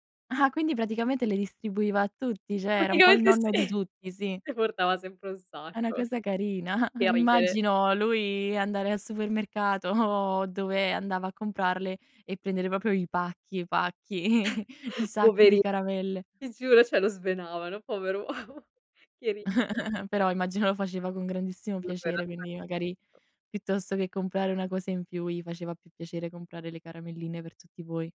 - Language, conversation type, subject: Italian, podcast, Quale cibo della tua infanzia ti fa pensare subito ai tuoi nonni?
- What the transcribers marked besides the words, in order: "cioè" said as "ceh"; laughing while speaking: "Praticamente sì"; chuckle; laughing while speaking: "carina"; laughing while speaking: "o"; "proprio" said as "propio"; chuckle; "cioè" said as "ceh"; laughing while speaking: "uomo"; chuckle; unintelligible speech; tapping